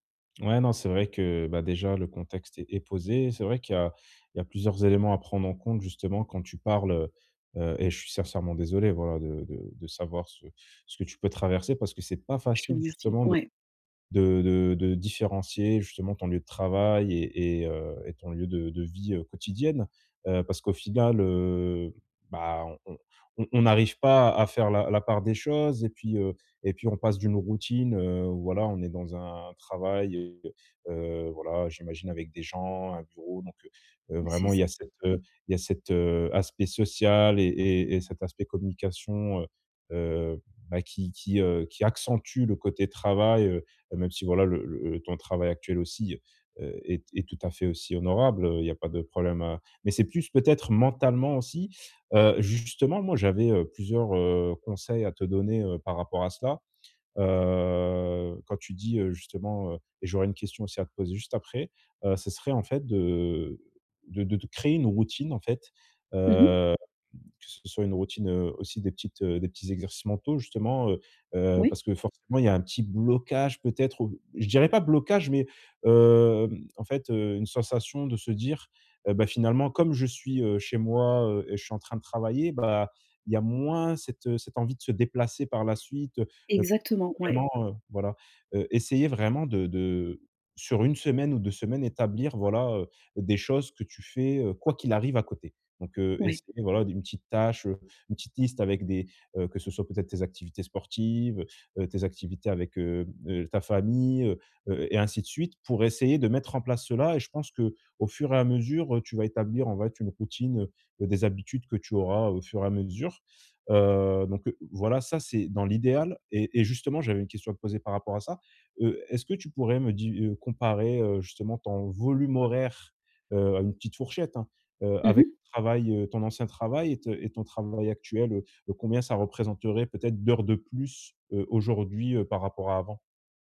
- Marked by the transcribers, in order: other background noise; drawn out: "heu"; stressed: "accentue"; drawn out: "Heu"; drawn out: "de"; drawn out: "heu"; stressed: "blocage"; stressed: "moins"; stressed: "volume"
- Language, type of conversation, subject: French, advice, Comment puis-je mieux séparer mon temps de travail de ma vie personnelle ?